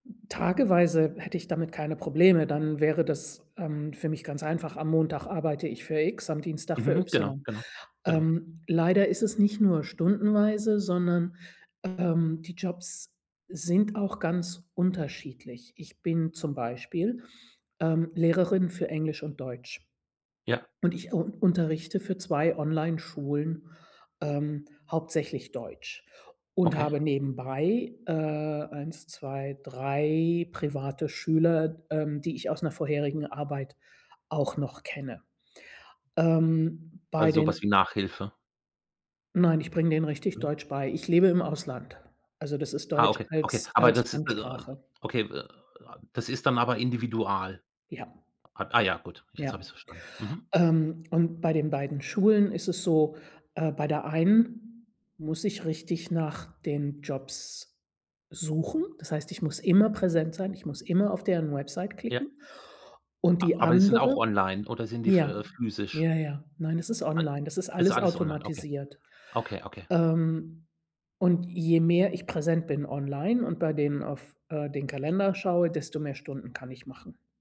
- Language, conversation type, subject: German, advice, Wie führt die Verpflichtung zum Multitasking bei dir zu Fehlern und geringerer Produktivität?
- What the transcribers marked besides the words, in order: other background noise; unintelligible speech; stressed: "immer"; stressed: "immer"